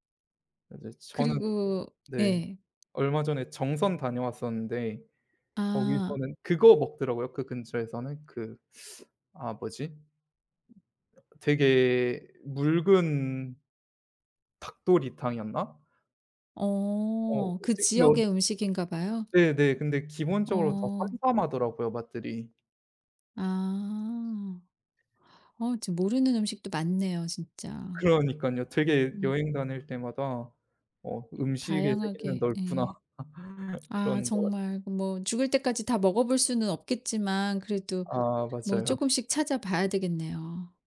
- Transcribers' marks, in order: other background noise; tapping; unintelligible speech; laugh
- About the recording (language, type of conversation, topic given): Korean, unstructured, 가장 좋아하는 음식은 무엇인가요?
- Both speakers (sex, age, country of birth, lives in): female, 50-54, South Korea, United States; male, 25-29, South Korea, South Korea